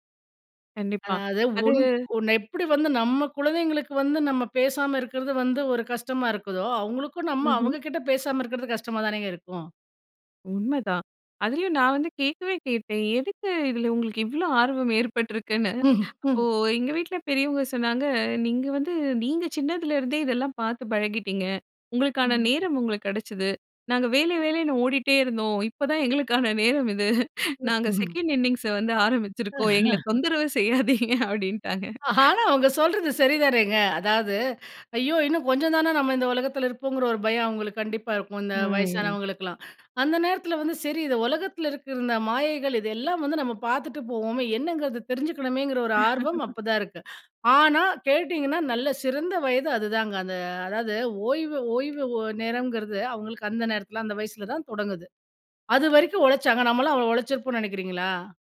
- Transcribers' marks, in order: inhale; other background noise; laughing while speaking: "நாங்க செகண்ட் இன்னிங்ஸ வந்து ஆரம்பிச்சுருக்கோம்! எங்களை தொந்தரவு செய்யாதீங்க! அப்படின்ட்டாங்க"; in English: "செகண்ட் இன்னிங்ஸ"; chuckle; inhale; drawn out: "ம்"; inhale; chuckle; inhale; other noise
- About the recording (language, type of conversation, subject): Tamil, podcast, குழந்தைகளின் திரை நேரத்தை எப்படிக் கட்டுப்படுத்தலாம்?